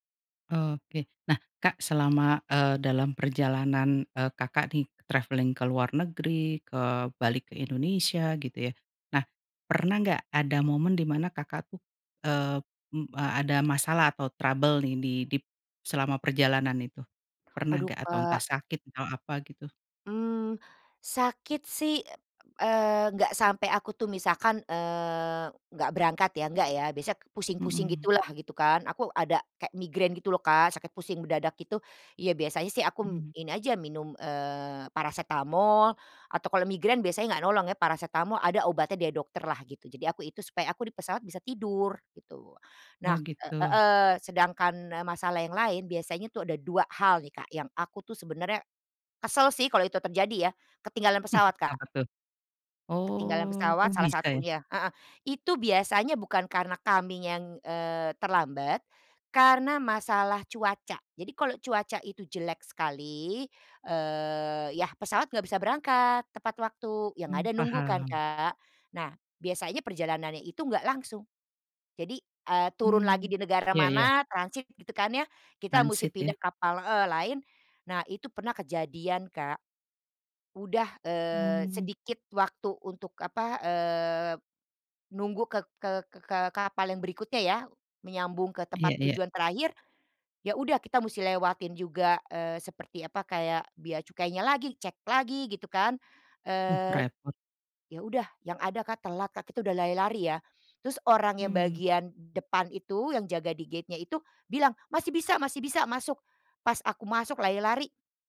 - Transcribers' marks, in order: in English: "travelling"; in English: "trouble"; chuckle; tapping; in English: "gate-nya"
- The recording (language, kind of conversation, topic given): Indonesian, podcast, Apa saran utama yang kamu berikan kepada orang yang baru pertama kali bepergian sebelum mereka berangkat?